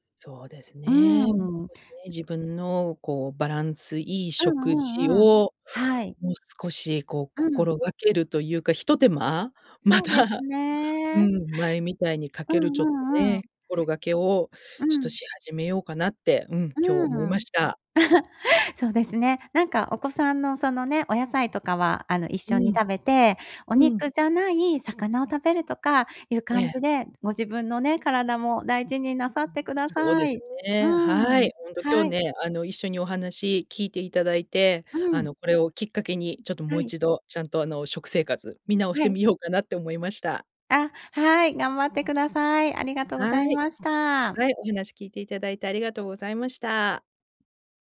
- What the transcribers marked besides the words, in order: other noise; laughing while speaking: "また"; chuckle
- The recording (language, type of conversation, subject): Japanese, advice, 毎日の健康的な食事を習慣にするにはどうすればよいですか？